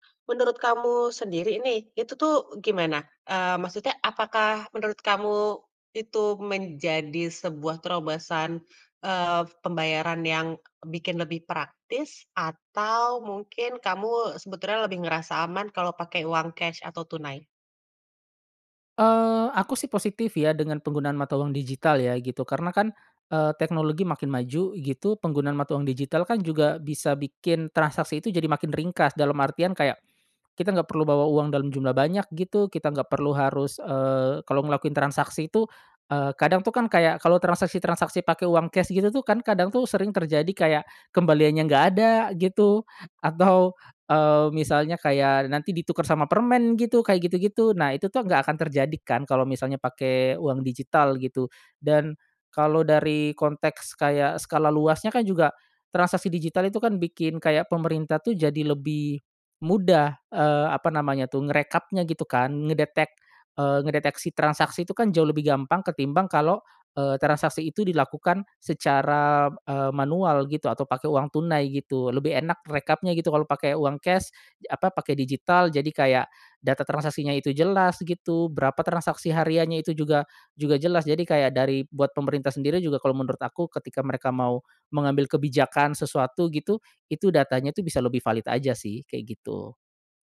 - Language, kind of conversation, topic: Indonesian, podcast, Bagaimana menurutmu keuangan pribadi berubah dengan hadirnya mata uang digital?
- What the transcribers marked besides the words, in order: none